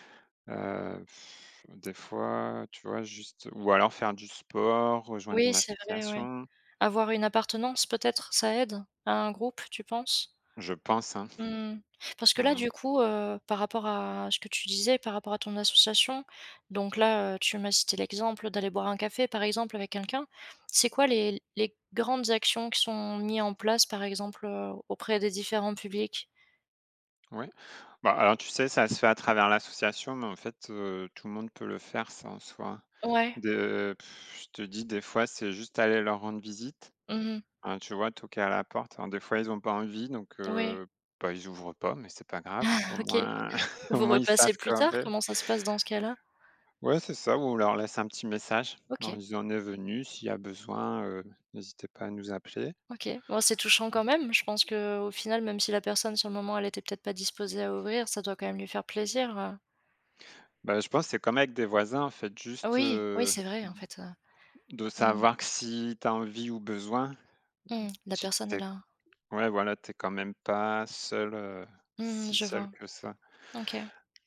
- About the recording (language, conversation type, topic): French, podcast, Comment peut-on aider concrètement les personnes isolées ?
- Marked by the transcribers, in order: blowing; other noise; other background noise; blowing; chuckle; tapping